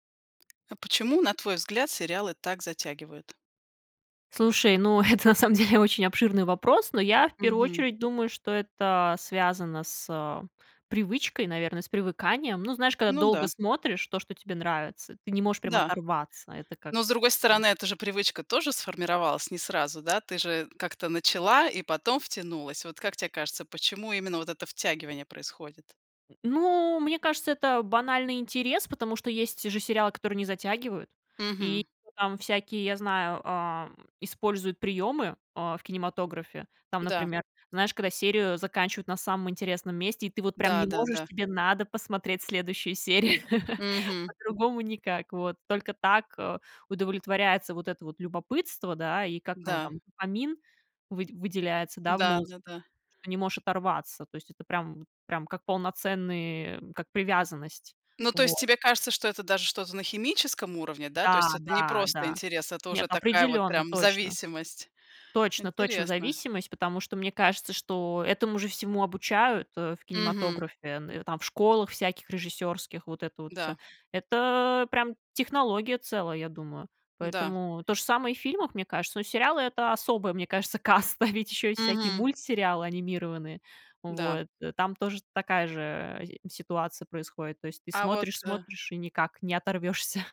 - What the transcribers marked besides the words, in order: tapping; laughing while speaking: "это, на самом деле, очень обширный"; other background noise; laugh; laughing while speaking: "каста"; laughing while speaking: "не оторвешься"
- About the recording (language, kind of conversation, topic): Russian, podcast, Почему, по-твоему, сериалы так затягивают?
- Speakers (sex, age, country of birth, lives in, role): female, 30-34, Russia, South Korea, guest; female, 40-44, Russia, United States, host